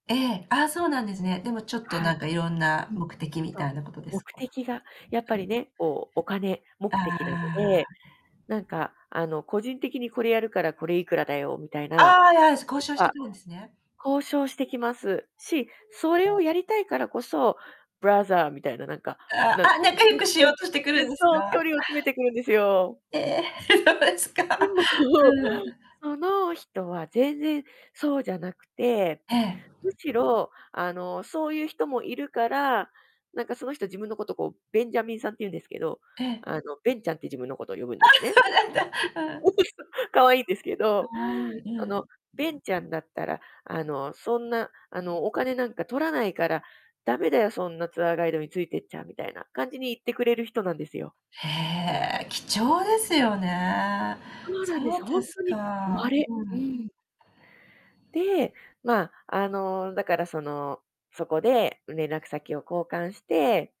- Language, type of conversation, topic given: Japanese, podcast, 帰国してからも連絡を取り続けている外国の友達はいますか？
- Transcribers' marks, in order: distorted speech; other background noise; drawn out: "ああ"; unintelligible speech; in English: "ブラザー"; unintelligible speech; laugh; laughing while speaking: "ですか"; laughing while speaking: "でも"; laugh; static; laughing while speaking: "あ、そうなんだ"; laugh